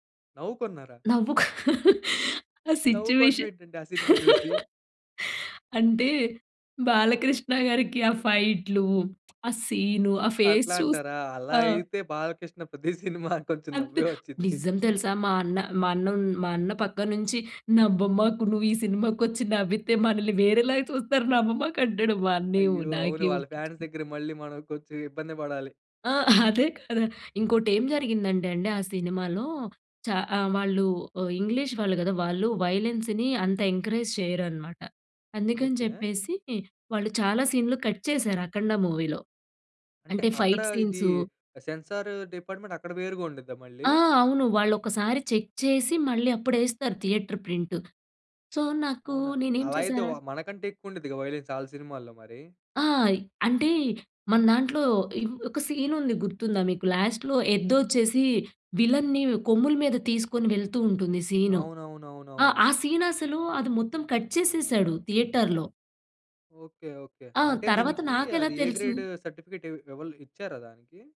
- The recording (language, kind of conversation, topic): Telugu, podcast, బిగ్ స్క్రీన్ vs చిన్న స్క్రీన్ అనుభవం గురించి నీ అభిప్రాయం ఏమిటి?
- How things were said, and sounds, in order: laughing while speaking: "నవ్వుకు. ఆ సిచ్యుయేషన్ అంటే బాలకృష్ణ … ఫేస్ చూసి ఆ!"; in English: "సిచ్యుయేషన్"; laugh; in English: "ఫేస్"; laughing while speaking: "ప్రతి సినిమా కొంచెం నవ్వే వొచ్చిద్ది"; laughing while speaking: "నవ్వమాకు. నువ్వు ఈ సినిమాకొచ్చి నవ్వితే … మా అన్నయ్య నాకేమో"; in English: "ఫాన్స్"; other noise; laughing while speaking: "అదే గదా!"; in English: "వయలెన్స్‌ని"; in English: "ఎంకరేజ్"; in English: "కట్"; in English: "మూవీలో"; in English: "ఫైట్"; in English: "డిపార్ట్‌మెంట్"; in English: "చెక్"; in English: "థియేటర్ ప్రింట్. సో"; in English: "వయలెన్స్"; in English: "సీన్"; in English: "లాస్ట్‌లో"; in English: "సీన్"; in English: "కట్"; in English: "థియేటర్‌లో"; horn; in English: "ఏ గ్రేడ్ సర్టిఫికేట్"